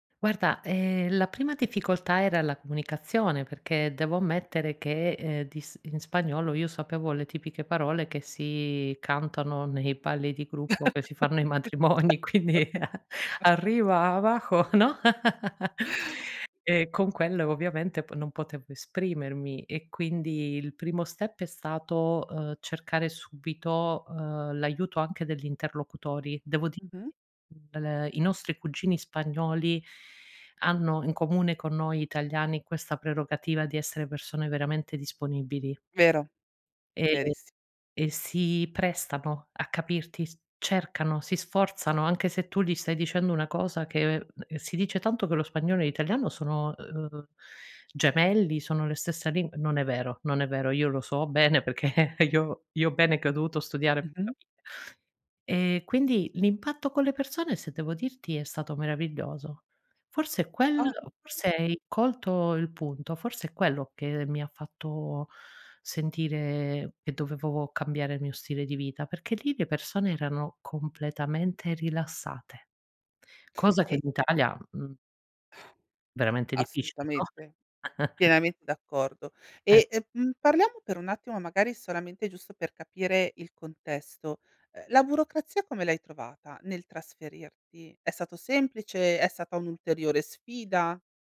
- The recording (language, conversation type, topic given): Italian, podcast, Qual è stata una sfida che ti ha fatto crescere?
- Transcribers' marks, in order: chuckle; laughing while speaking: "certo!"; chuckle; laughing while speaking: "ai matrimoni, quindi arrivava co no"; laugh; in English: "step"; chuckle; other background noise; tapping; chuckle